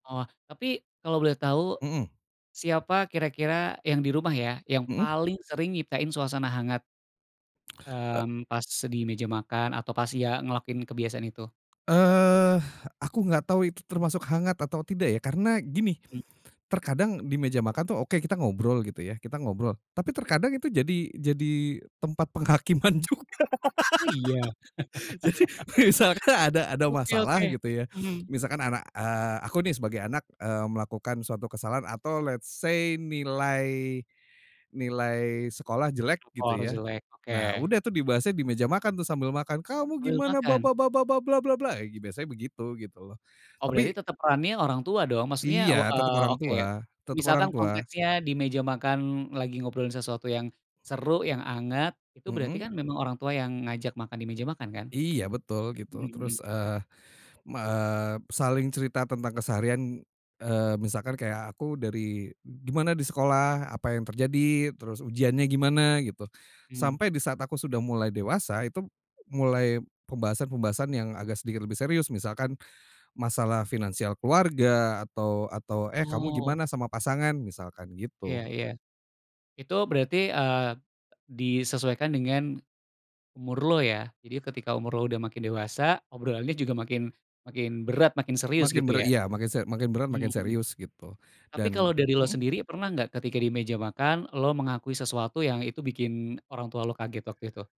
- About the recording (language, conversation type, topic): Indonesian, podcast, Apa kebiasaan kecil yang membuat rumah terasa hangat?
- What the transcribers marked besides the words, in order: laughing while speaking: "juga. Jadi misalkan ada"; laugh; in English: "let say"; tapping